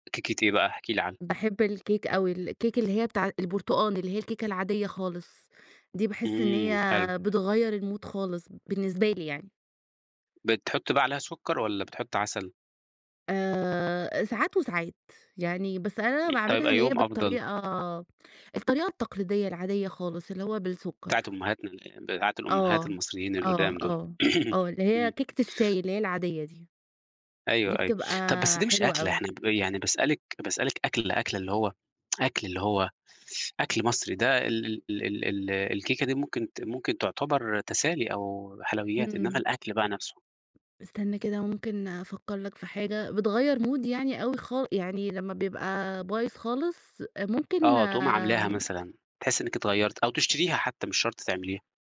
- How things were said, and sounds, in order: in English: "الMood"; other background noise; unintelligible speech; throat clearing; tsk; in English: "مودي"
- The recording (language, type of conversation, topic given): Arabic, podcast, إيه اللي بيمثّله لك الطبخ أو إنك تجرّب وصفات جديدة؟